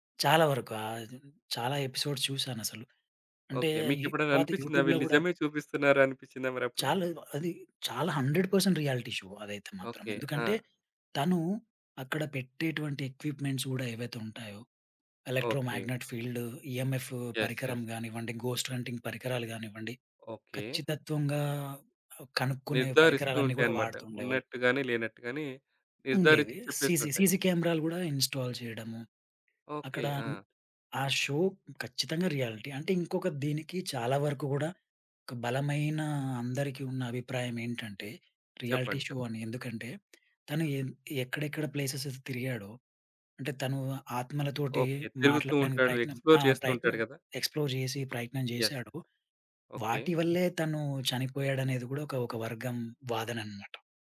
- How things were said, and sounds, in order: in English: "ఎపిసోడ్స్"; in English: "యూట్యూబ్‌లో"; other background noise; tapping; in English: "హండ్రెడ్ పర్సెంట్ రియాలిటీ షో"; in English: "ఎక్విప్‌మెంట్స్"; in English: "ఎలక్ట్రోమాగ్నెట్ ఫీల్డు, ఇఎంఎఫ్"; in English: "యెస్. యెస్"; in English: "ఘోస్ట్ హంటింగ్"; in English: "సీసీ సీసీ"; in English: "ఇన్‌స్టాల్"; in English: "షో"; in English: "రియాలిటీ"; in English: "రియాలిటీ షో"; in English: "ఎక్స్‌ప్లోర్"; in English: "ఎక్స్‌ప్లోర్"; in English: "యెస్"
- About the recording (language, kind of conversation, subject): Telugu, podcast, రియాలిటీ షోలు నిజంగానే నిజమేనా?